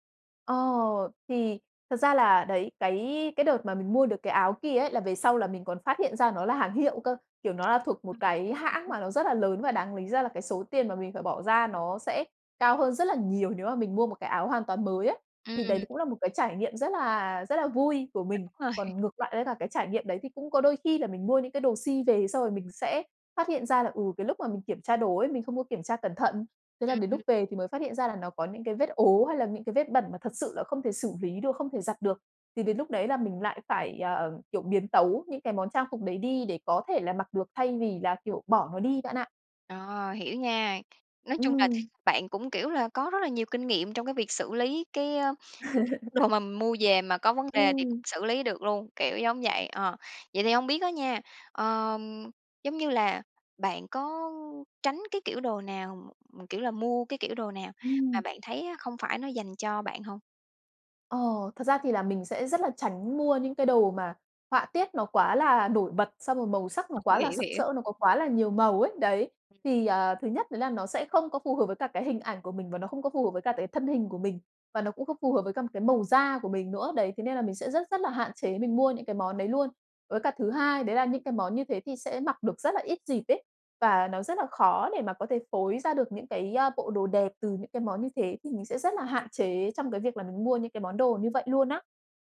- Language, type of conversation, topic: Vietnamese, podcast, Bạn có bí quyết nào để mặc đẹp mà vẫn tiết kiệm trong điều kiện ngân sách hạn chế không?
- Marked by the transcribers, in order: tapping; unintelligible speech; unintelligible speech; laughing while speaking: "rồi"; laugh; laughing while speaking: "đồ"; other noise